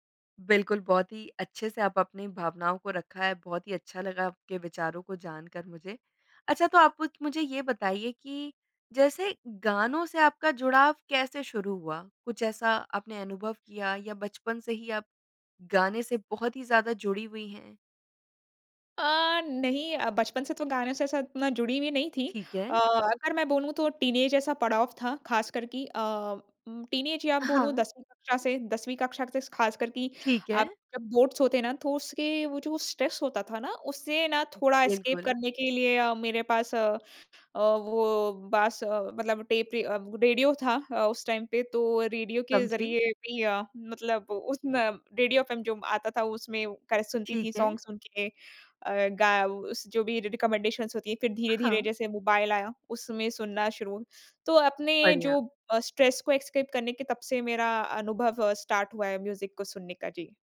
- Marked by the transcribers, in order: in English: "टीनएज"; in English: "टीनएज"; in English: "बोर्ड्स"; in English: "स्ट्रेस"; other background noise; in English: "एस्केप"; tapping; in English: "टाइम"; in English: "सॉन्ग्स"; in English: "रिकमेंडेशन्स"; in English: "स्ट्रेस"; in English: "एस्केप"; in English: "स्टार्ट"; in English: "म्यूज़िक"
- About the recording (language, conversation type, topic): Hindi, podcast, साझा प्लेलिस्ट में पुराने और नए गानों का संतुलन कैसे रखते हैं?